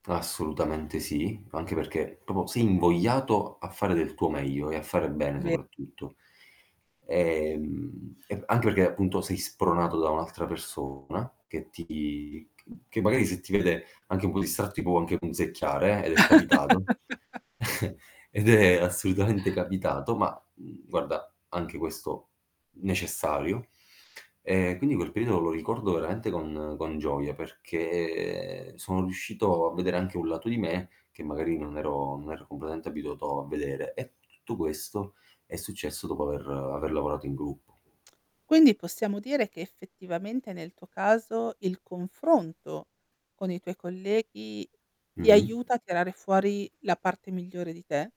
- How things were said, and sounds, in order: static; other background noise; drawn out: "Ehm"; distorted speech; laugh; chuckle; laughing while speaking: "Ed è assolutamente capitato"; drawn out: "perché"
- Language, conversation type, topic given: Italian, podcast, Preferisci creare in gruppo o da solo, e perché?